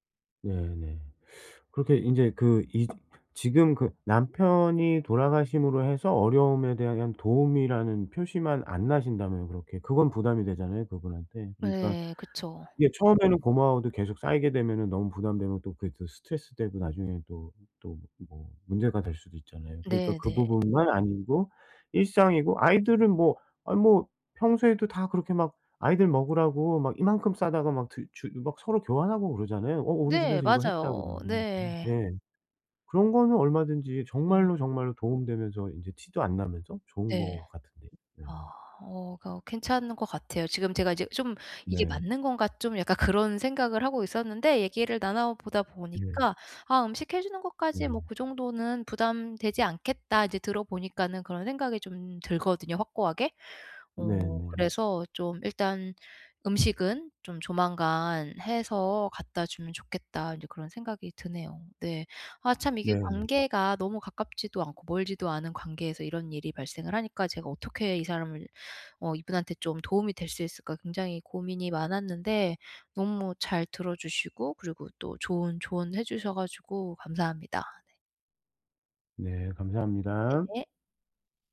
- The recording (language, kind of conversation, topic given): Korean, advice, 가족 변화로 힘든 사람에게 정서적으로 어떻게 지지해 줄 수 있을까요?
- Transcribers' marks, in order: tapping; other background noise